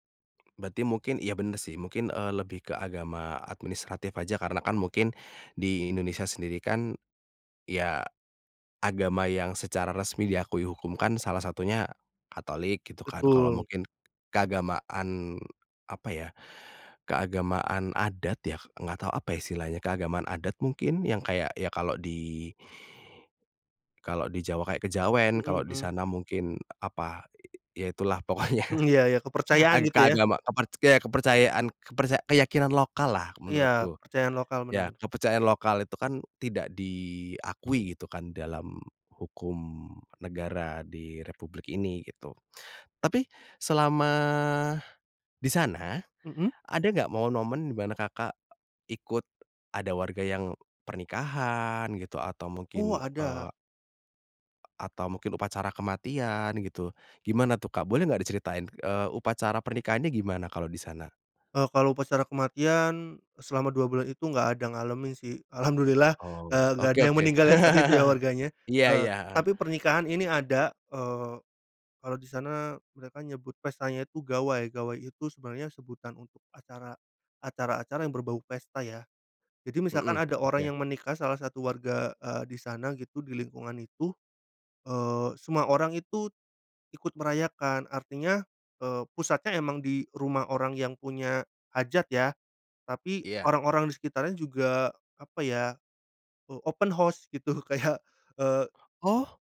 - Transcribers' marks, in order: tapping; other background noise; laughing while speaking: "pokoknya"; laugh; in English: "open house"
- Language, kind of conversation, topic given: Indonesian, podcast, Pernahkah kamu bertemu penduduk setempat yang mengajarkan tradisi lokal, dan bagaimana ceritanya?